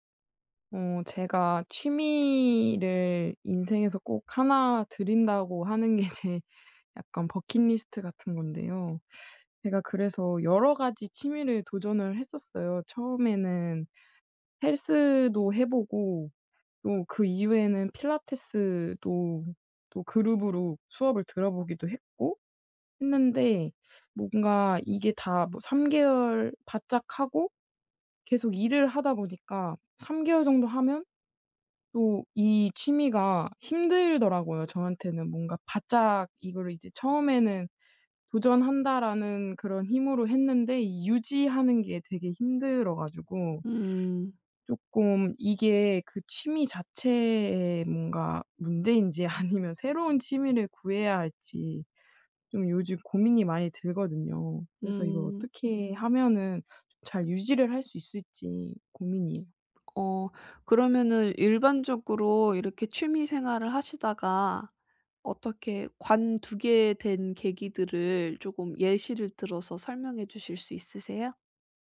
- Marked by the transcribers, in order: laughing while speaking: "게 제"; in English: "버킷리스트"; laughing while speaking: "아니면"; other background noise; tapping
- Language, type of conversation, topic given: Korean, advice, 시간 관리를 하면서 일과 취미를 어떻게 잘 병행할 수 있을까요?
- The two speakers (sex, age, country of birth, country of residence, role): female, 25-29, South Korea, South Korea, user; female, 30-34, South Korea, Japan, advisor